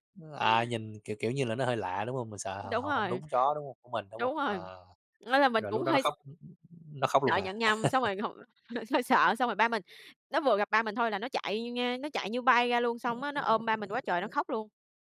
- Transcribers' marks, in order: tapping; other noise; chuckle
- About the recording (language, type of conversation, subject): Vietnamese, podcast, Bạn có thể chia sẻ một kỷ niệm vui với thú nuôi của bạn không?